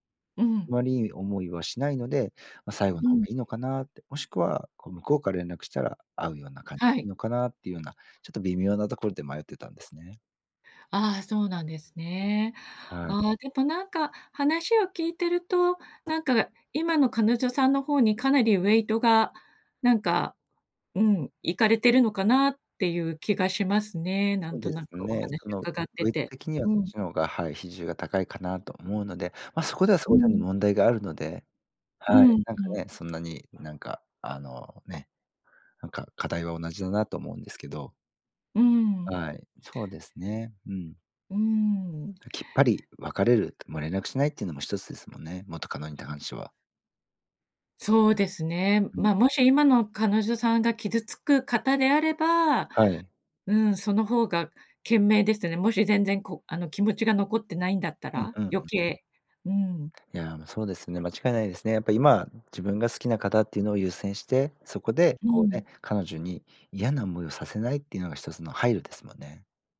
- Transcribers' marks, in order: in English: "ウェイト"; in English: "ウェイト"
- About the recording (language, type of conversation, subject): Japanese, advice, 元恋人との関係を続けるべきか、終わらせるべきか迷ったときはどうすればいいですか？